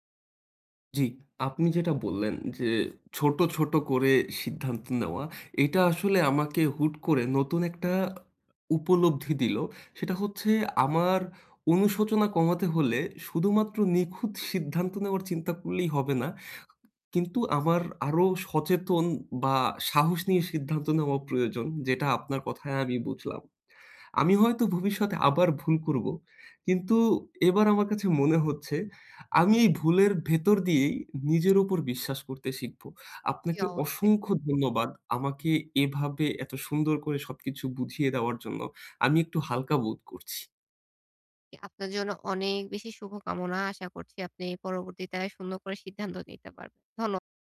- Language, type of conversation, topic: Bengali, advice, আমি কীভাবে ভবিষ্যতে অনুশোচনা কমিয়ে বড় সিদ্ধান্ত নেওয়ার প্রস্তুতি নেব?
- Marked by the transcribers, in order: none